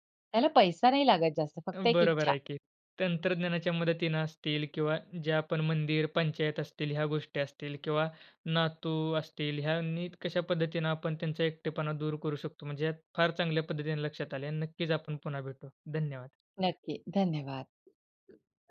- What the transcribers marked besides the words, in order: other background noise
- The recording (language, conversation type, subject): Marathi, podcast, वयोवृद्ध लोकांचा एकटेपणा कमी करण्याचे प्रभावी मार्ग कोणते आहेत?